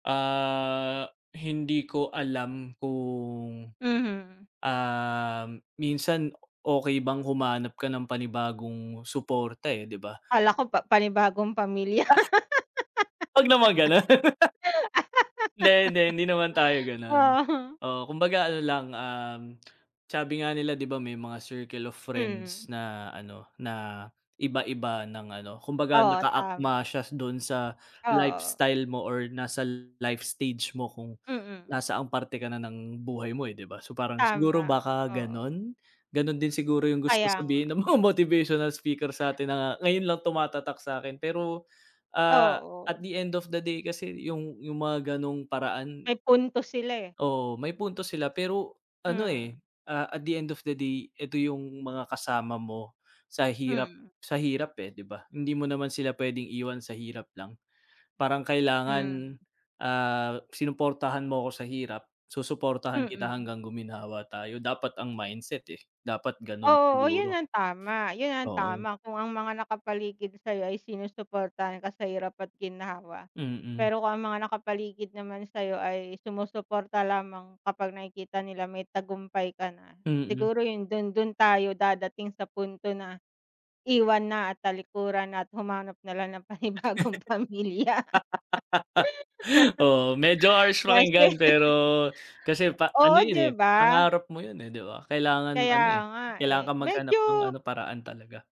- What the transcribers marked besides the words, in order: drawn out: "Ah"; drawn out: "kung, um"; sneeze; laugh; laughing while speaking: "ng mga motivational speaker"; in English: "at the end of the day"; in English: "at the end of the day"; laugh; laughing while speaking: "panibagong pamilya. Kase"; laugh
- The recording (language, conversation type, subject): Filipino, unstructured, May pangarap ka bang iniwan dahil sa takot o pagdududa?